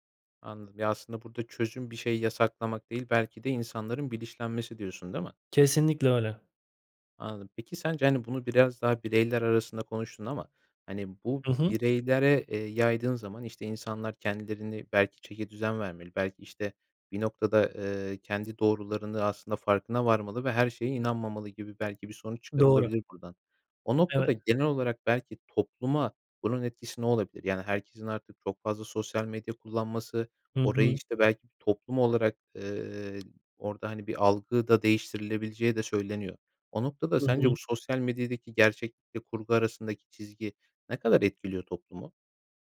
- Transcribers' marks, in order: other background noise
- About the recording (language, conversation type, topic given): Turkish, podcast, Sosyal medyada gerçeklik ile kurgu arasındaki çizgi nasıl bulanıklaşıyor?